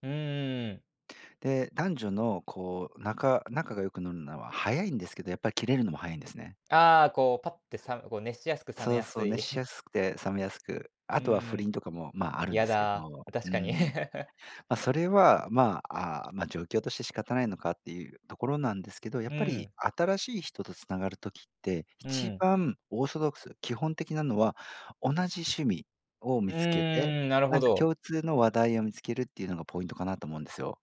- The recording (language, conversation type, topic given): Japanese, podcast, 新しい人とつながるとき、どのように話しかけ始めますか？
- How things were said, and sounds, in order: chuckle; laugh